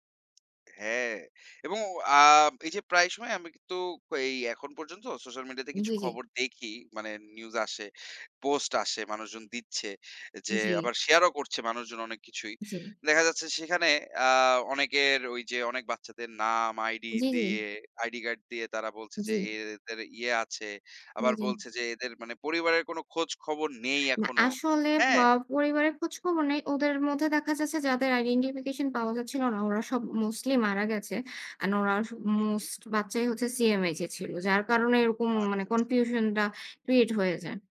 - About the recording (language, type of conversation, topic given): Bengali, unstructured, আপনার মনে হয় ভুয়া খবর আমাদের সমাজকে কীভাবে ক্ষতি করছে?
- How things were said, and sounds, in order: other background noise; in English: "আইডেন্টিফিকেশন"